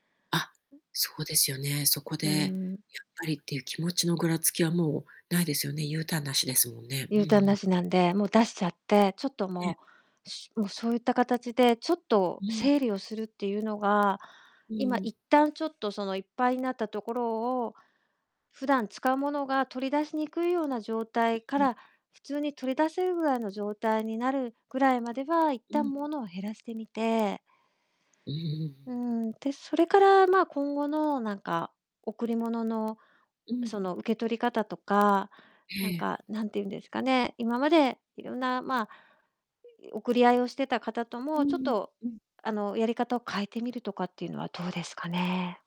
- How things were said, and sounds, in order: other background noise; distorted speech; static
- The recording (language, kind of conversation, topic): Japanese, advice, 贈り物や思い出の品が増えて家のスペースが足りないのですが、どうすればいいですか？